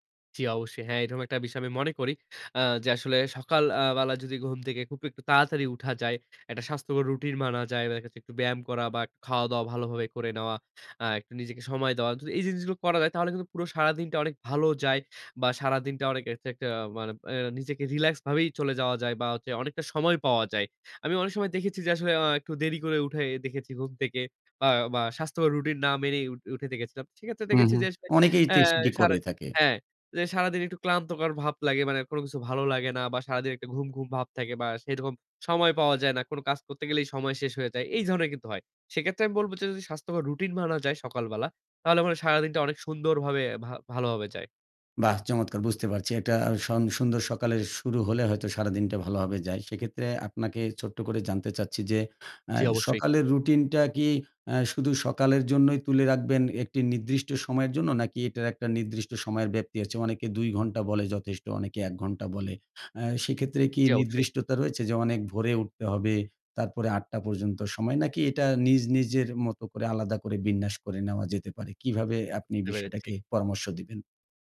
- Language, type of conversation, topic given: Bengali, podcast, তুমি কীভাবে একটি স্বাস্থ্যকর সকালের রুটিন তৈরি করো?
- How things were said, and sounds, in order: "চেষ্টাটি" said as "তেস্টাটি"